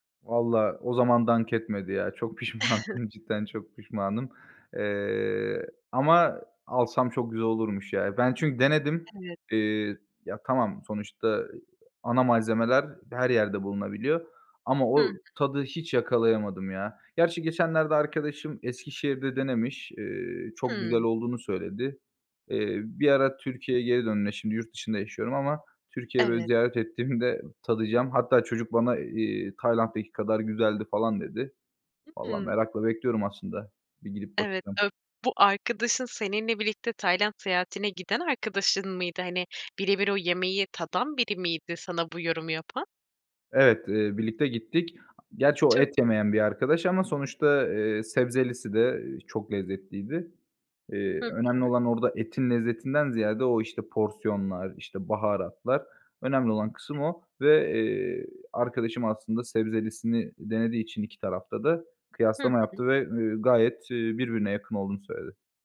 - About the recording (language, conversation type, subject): Turkish, podcast, En unutamadığın yemek keşfini anlatır mısın?
- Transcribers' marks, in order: laughing while speaking: "çok pişmanım"; chuckle; laughing while speaking: "ettiğimde"; other background noise